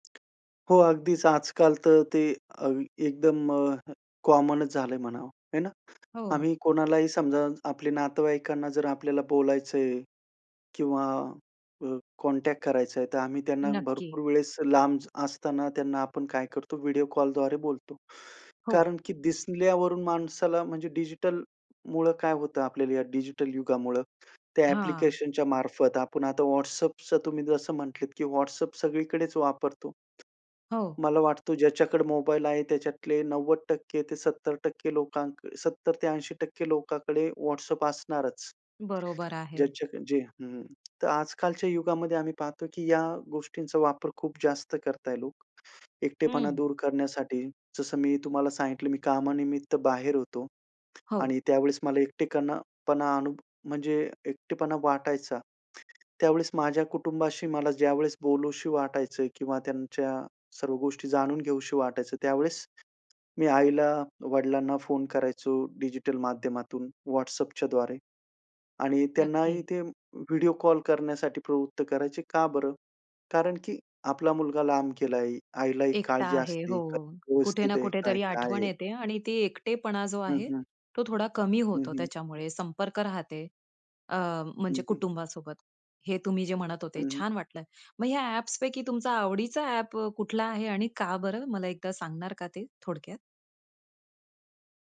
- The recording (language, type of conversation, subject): Marathi, podcast, डिजिटल संवादामुळे एकटेपणा कमी होतो की वाढतो, तुमचा अनुभव काय आहे?
- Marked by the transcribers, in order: tapping; chuckle; other noise; "करतायत" said as "करताय"; other background noise; "एकटेपणा" said as "एकटेकणा"; "बोलावसं" said as "बोलूशी"; "घ्यावसं" said as "घेऊशी"; "गेलाय" said as "केलाय"; "राहतो" said as "राहते"